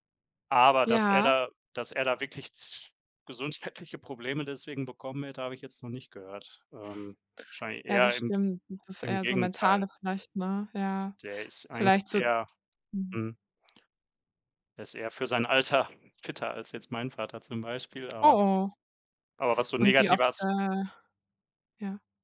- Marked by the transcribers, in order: none
- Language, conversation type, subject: German, unstructured, Wie wichtig ist regelmäßige Bewegung für deine Gesundheit?
- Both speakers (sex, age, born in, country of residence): female, 30-34, Germany, Germany; male, 35-39, Germany, Germany